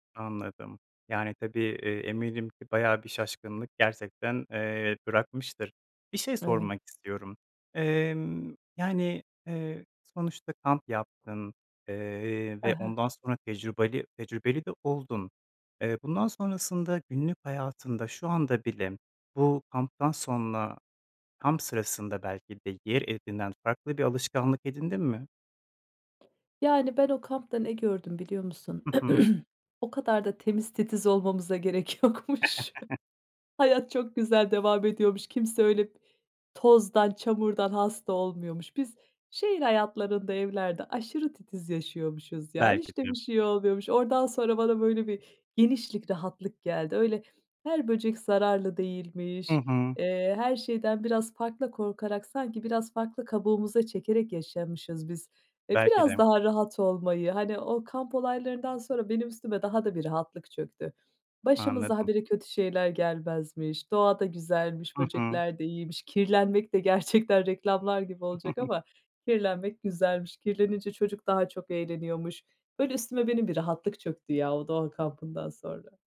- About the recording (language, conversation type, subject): Turkish, podcast, Doğayla ilgili en unutamadığın anını anlatır mısın?
- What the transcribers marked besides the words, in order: tapping; throat clearing; laughing while speaking: "gerek yokmuş"; chuckle; chuckle